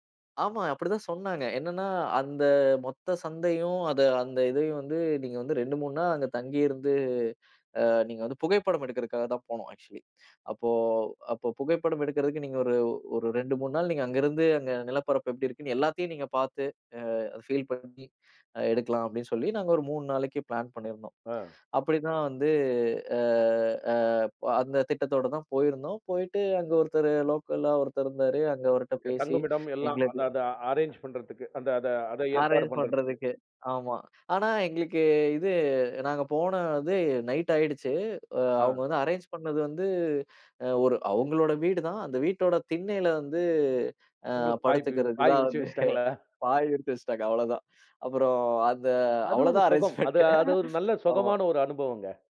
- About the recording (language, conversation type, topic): Tamil, podcast, உங்களுக்கு மனம் கவர்ந்த உள்ளூர் சந்தை எது, அதைப் பற்றி சொல்ல முடியுமா?
- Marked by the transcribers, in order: in English: "ஆக்ச்சுவலி"; in English: "ஃபீல்"; in English: "பிளான்"; in English: "லோக்கலா"; in English: "அரேன்ஜ்"; other noise; in English: "அரேன்ஜ்"; in English: "நைட்"; in English: "அரேன்ஜ்"; laughing while speaking: "விரிச்சு வச்சிட்டாங்களா?"; chuckle; laughing while speaking: "அரேன்ஜ்மெண்ட்"; in English: "அரேன்ஜ்மெண்ட்"